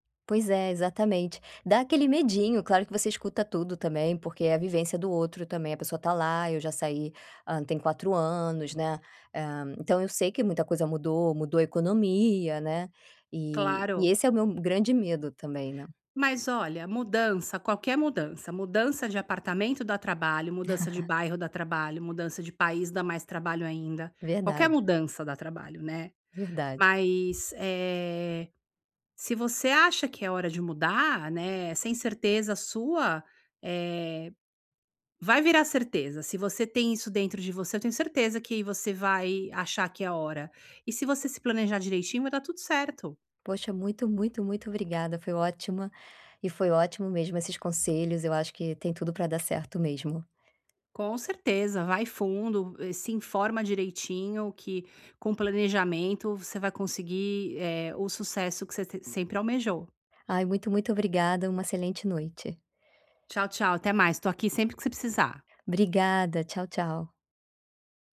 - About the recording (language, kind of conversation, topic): Portuguese, advice, Como posso lidar com a incerteza durante uma grande transição?
- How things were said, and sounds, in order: chuckle; tapping